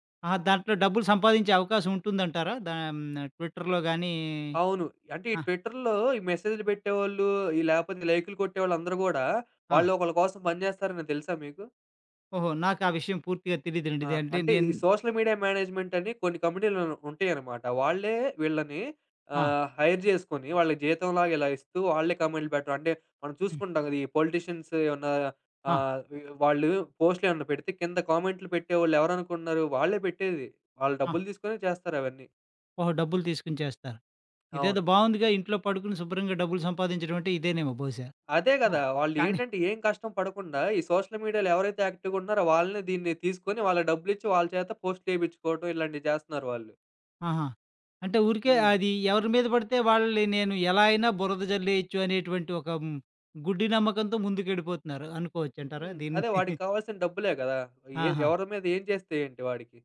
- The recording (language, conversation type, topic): Telugu, podcast, సామాజిక మాధ్యమాల్లో మీ పనిని సమర్థంగా ఎలా ప్రదర్శించాలి?
- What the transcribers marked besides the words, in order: in English: "ట్విట్టర్‌లో"; in English: "ట్విట్టర్‌లో"; in English: "సోషల్ మీడియా మేనేజ్‌మెంట్"; in English: "హైర్"; in English: "పొలిటీషియన్స్"; in English: "సోషల్ మీడియాలో"; chuckle